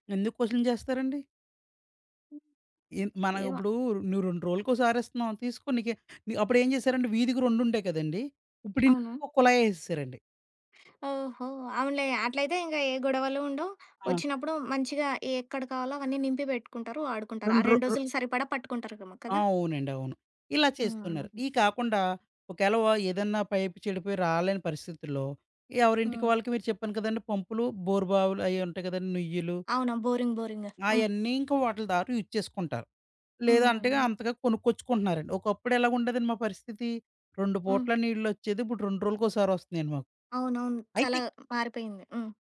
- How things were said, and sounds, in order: in English: "క్వెషన్"; other background noise; in English: "బోరింగ్ బోరింగ్"; in English: "యూజ్"
- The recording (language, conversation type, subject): Telugu, podcast, ఇంట్లో నీటిని ఆదా చేయడానికి మనం చేయగల పనులు ఏమేమి?